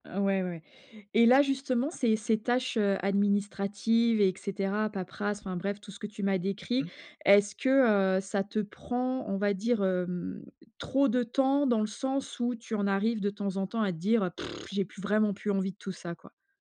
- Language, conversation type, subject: French, advice, Comment éviter de s’épuiser à vouloir tout faire soi-même sans déléguer ?
- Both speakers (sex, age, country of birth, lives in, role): female, 45-49, France, France, advisor; male, 50-54, France, France, user
- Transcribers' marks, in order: lip trill; other background noise